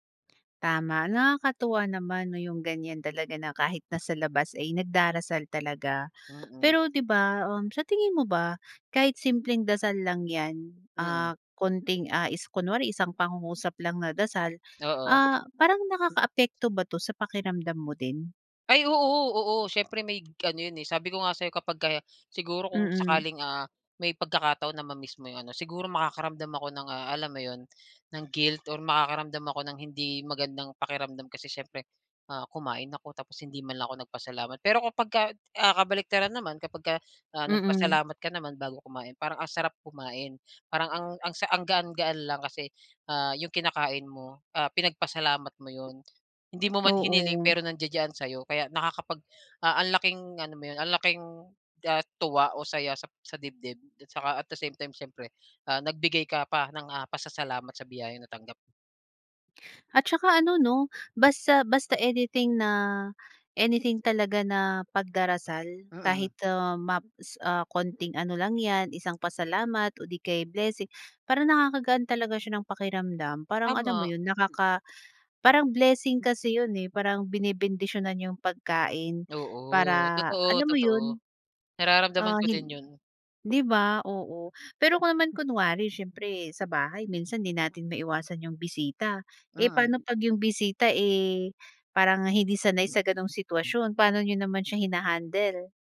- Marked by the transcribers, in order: tapping; other background noise; horn
- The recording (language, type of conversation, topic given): Filipino, podcast, Ano ang kahalagahan sa inyo ng pagdarasal bago kumain?